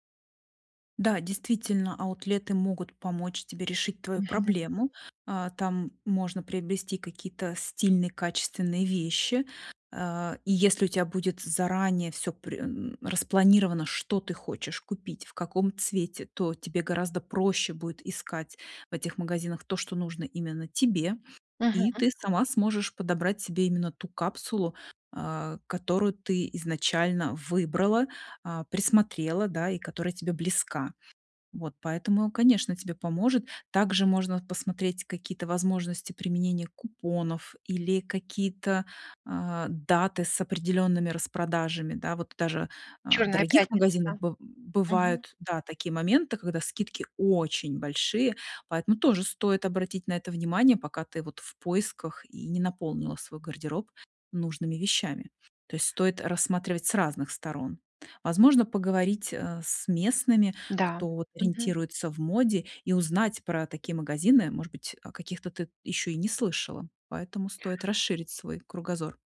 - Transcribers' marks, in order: grunt; stressed: "очень"; other background noise
- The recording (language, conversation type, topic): Russian, advice, Как найти стильные вещи и не тратить на них много денег?